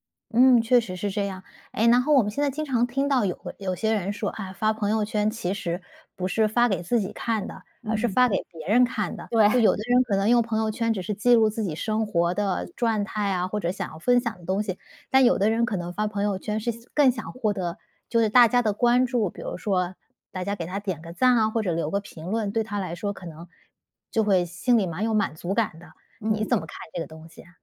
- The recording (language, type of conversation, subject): Chinese, podcast, 社交媒体会让你更孤单，还是让你与他人更亲近？
- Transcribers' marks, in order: tapping; chuckle; other background noise; "状态" said as "转态"